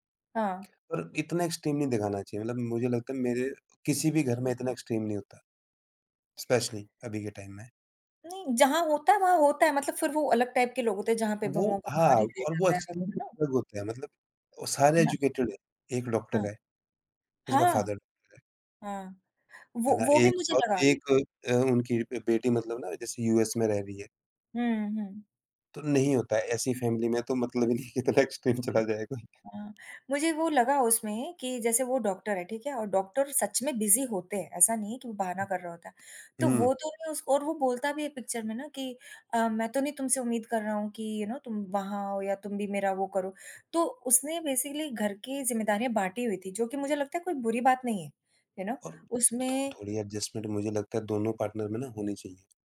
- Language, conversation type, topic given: Hindi, unstructured, आपने आखिरी बार कौन-सी फ़िल्म देखकर खुशी महसूस की थी?
- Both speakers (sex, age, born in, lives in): female, 50-54, India, United States; male, 35-39, India, India
- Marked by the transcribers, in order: in English: "एक्सट्रीम"; in English: "एक्सट्रीम"; in English: "स्पेशली"; in English: "टाइम"; tapping; in English: "टाइप"; in English: "एक्चुअली"; unintelligible speech; in English: "एजुकेटेड"; other background noise; in English: "फादर होता है"; in English: "फैमिली"; laughing while speaking: "नहीं है कि इतना एक्सट्रीम चला जाए कोई"; in English: "एक्सट्रीम"; in English: "बिज़ी"; in English: "यू नो"; in English: "बेसिकली"; in English: "यू नो"; in English: "एडजस्टमेंट"; in English: "पार्टनर"